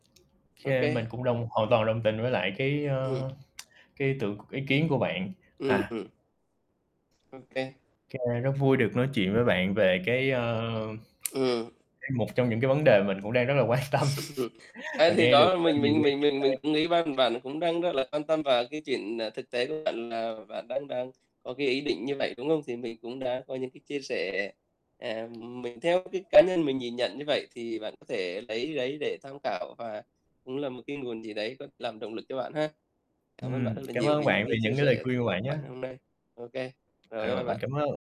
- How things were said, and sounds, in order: static; other background noise; tsk; tsk; distorted speech; chuckle; laughing while speaking: "quan tâm"; tapping
- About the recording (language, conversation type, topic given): Vietnamese, unstructured, Bạn đã từng thay đổi nghề nghiệp chưa, và vì sao?